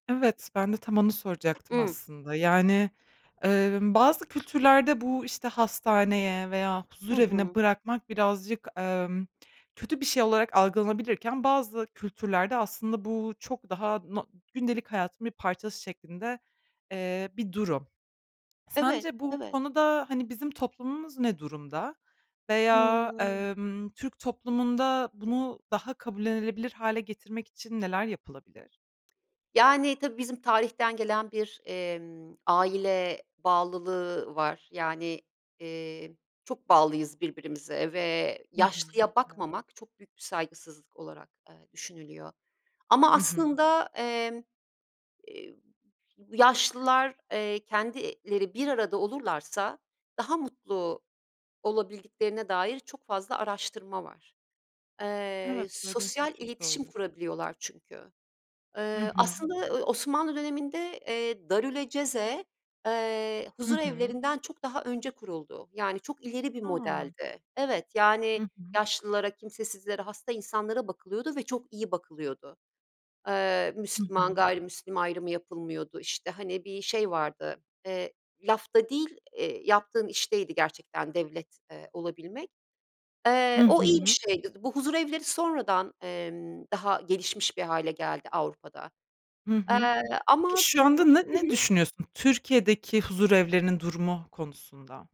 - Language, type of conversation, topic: Turkish, podcast, Yaşlı bir ebeveynin bakım sorumluluğunu üstlenmeyi nasıl değerlendirirsiniz?
- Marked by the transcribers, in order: other background noise; unintelligible speech